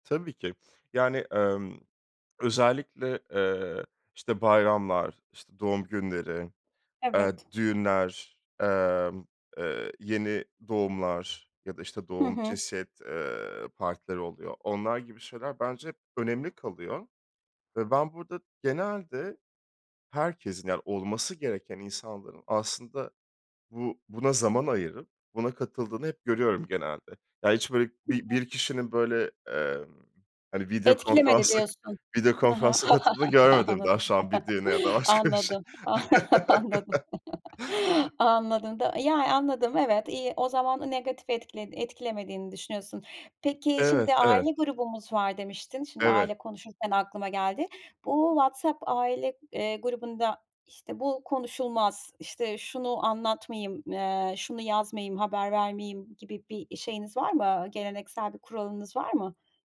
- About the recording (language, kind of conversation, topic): Turkish, podcast, Teknoloji aile ilişkilerini nasıl etkiledi; senin deneyimin ne?
- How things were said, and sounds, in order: other background noise; laugh; laughing while speaking: "Anladım, anladım, anladım, anladım da"; laugh